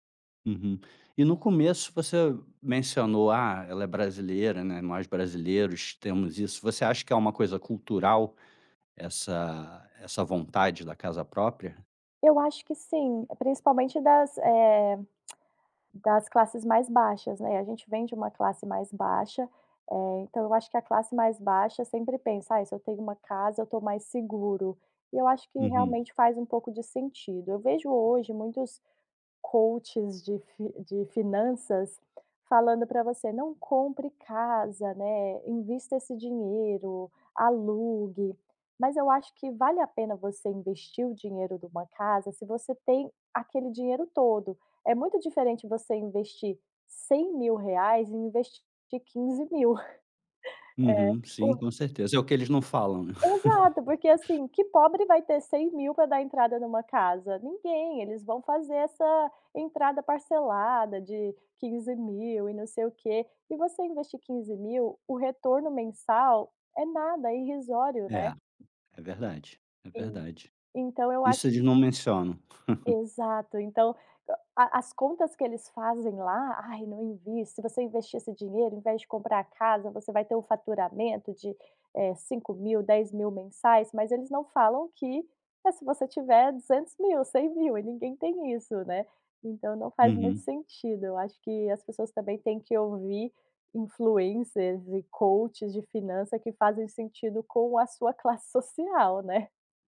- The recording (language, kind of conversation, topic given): Portuguese, podcast, Como decidir entre comprar uma casa ou continuar alugando?
- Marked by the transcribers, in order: tapping; tongue click; in English: "coaches"; chuckle; laugh; laugh; chuckle; in English: "coaches"; chuckle